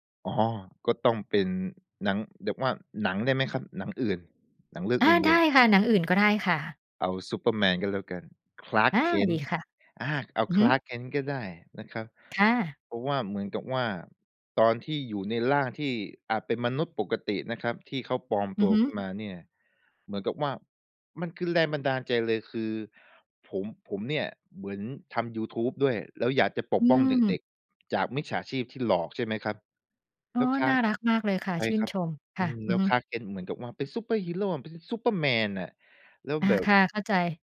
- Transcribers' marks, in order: other background noise
- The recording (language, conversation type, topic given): Thai, podcast, มีตัวละครตัวไหนที่คุณใช้เป็นแรงบันดาลใจบ้าง เล่าให้ฟังได้ไหม?